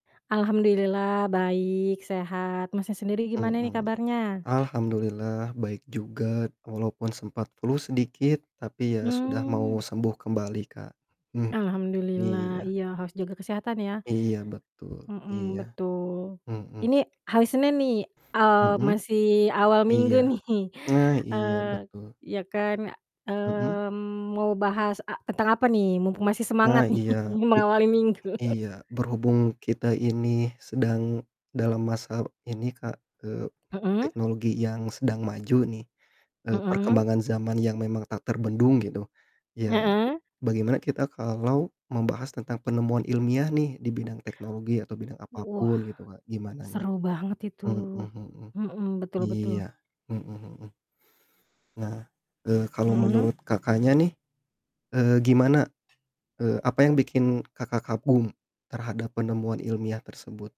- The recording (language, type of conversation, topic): Indonesian, unstructured, Penemuan ilmiah apa yang paling membuatmu takjub?
- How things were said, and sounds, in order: other background noise; static; laughing while speaking: "nih"; tapping; laughing while speaking: "nih"; distorted speech; laughing while speaking: "minggu"